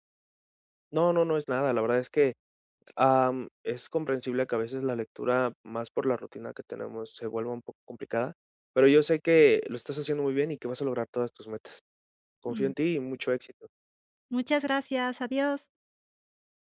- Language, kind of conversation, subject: Spanish, advice, ¿Por qué no logro leer todos los días aunque quiero desarrollar ese hábito?
- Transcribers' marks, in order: none